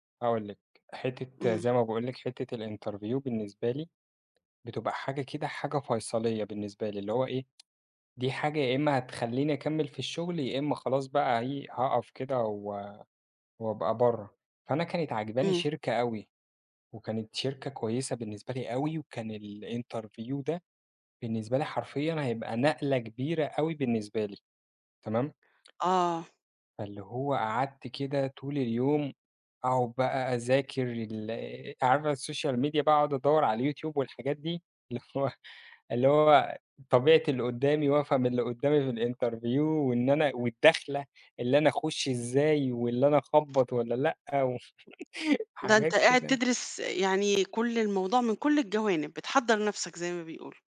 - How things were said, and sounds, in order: in English: "الinterview"; tapping; other background noise; in English: "الinterview"; in English: "الSocial Media"; in English: "الYouTube"; chuckle; in English: "الinterview"; chuckle
- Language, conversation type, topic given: Arabic, podcast, إزاي بتتعامل مع القلق اللي بيمنعك من النوم؟